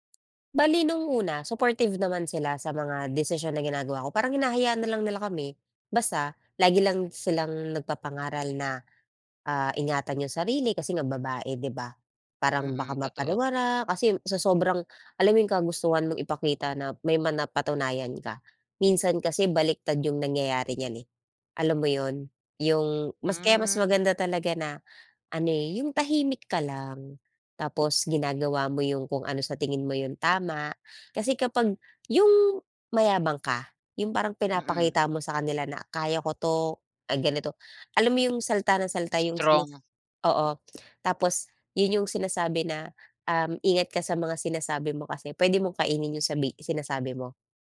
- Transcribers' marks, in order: gasp
- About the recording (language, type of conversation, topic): Filipino, podcast, Ano ang naging papel ng pamilya mo sa mga pagbabagong pinagdaanan mo?